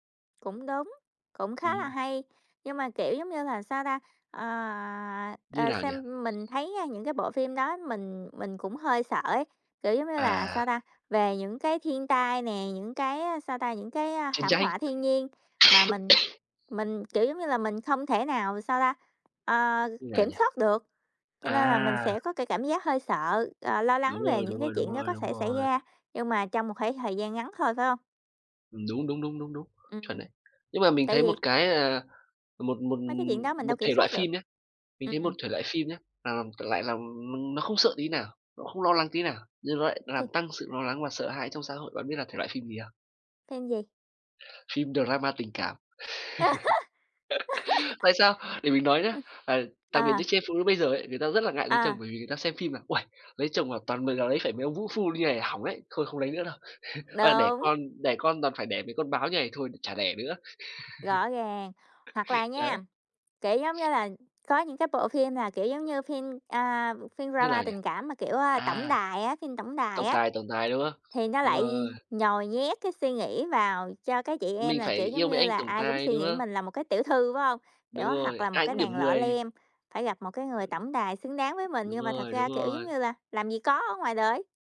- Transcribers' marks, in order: tapping; other background noise; cough; unintelligible speech; in English: "drama"; laugh; chuckle; laugh; other noise; in English: "drama"
- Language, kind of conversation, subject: Vietnamese, unstructured, Bạn có lo rằng phim ảnh đang làm gia tăng sự lo lắng và sợ hãi trong xã hội không?